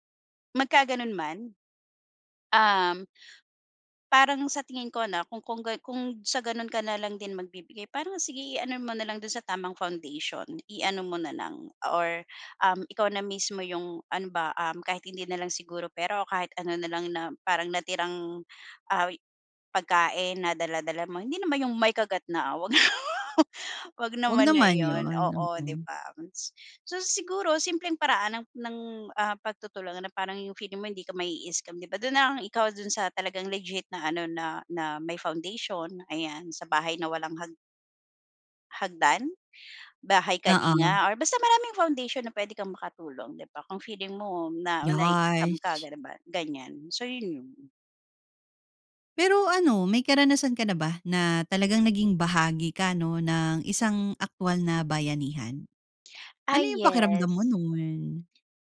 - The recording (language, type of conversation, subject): Filipino, podcast, Ano ang ibig sabihin ng bayanihan para sa iyo, at bakit?
- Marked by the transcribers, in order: laughing while speaking: "huwag"; "di ba" said as "di bams"; "Yes" said as "Yarsh"